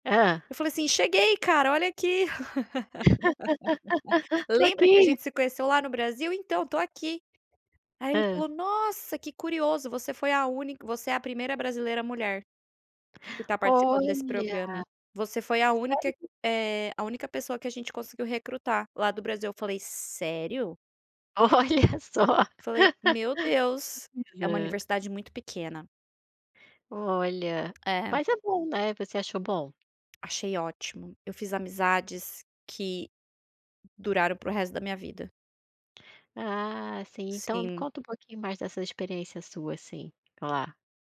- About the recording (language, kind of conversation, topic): Portuguese, podcast, Qual foi uma experiência de adaptação cultural que marcou você?
- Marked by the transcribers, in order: laugh; other background noise; laughing while speaking: "Olha só"; laugh; tapping